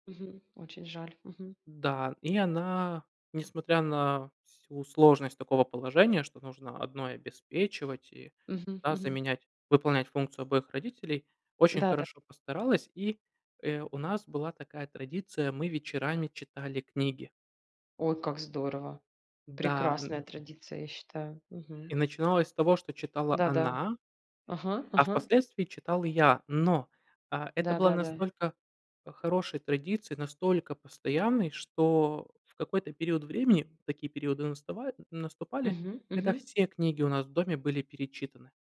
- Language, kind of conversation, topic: Russian, unstructured, Какая традиция из твоего детства тебе запомнилась больше всего?
- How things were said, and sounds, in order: tapping